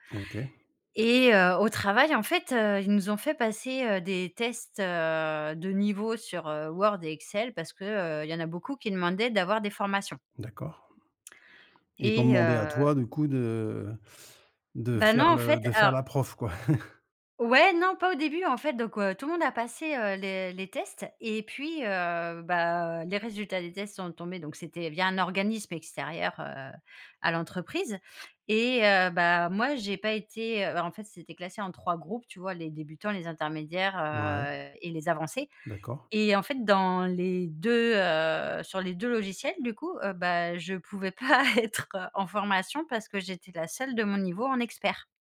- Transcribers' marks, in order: chuckle; laughing while speaking: "pas être"
- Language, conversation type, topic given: French, advice, Comment gérez-vous le syndrome de l’imposteur quand vous présentez un projet à des clients ou à des investisseurs ?